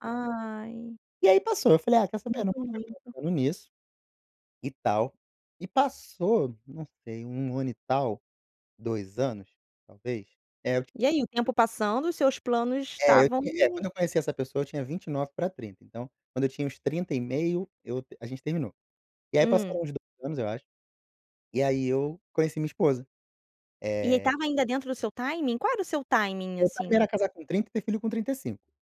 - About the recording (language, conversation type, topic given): Portuguese, podcast, Quando faz sentido ter filhos agora ou adiar a decisão?
- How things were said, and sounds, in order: other background noise; in English: "timing?"; in English: "timing"; in English: "timing"